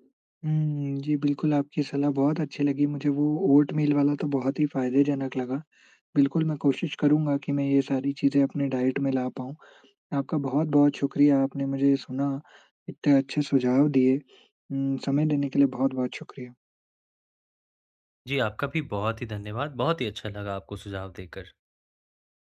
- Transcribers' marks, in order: in English: "डाइट"
- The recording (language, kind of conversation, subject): Hindi, advice, खाना बनाना नहीं आता इसलिए स्वस्थ भोजन तैयार न कर पाना